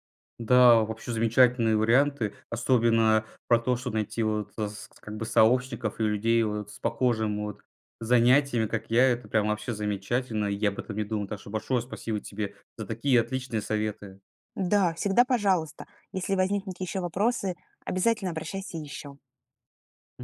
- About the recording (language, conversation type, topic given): Russian, advice, Как вы переживаете из-за своего веса и чего именно боитесь при мысли об изменениях в рационе?
- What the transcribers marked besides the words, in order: none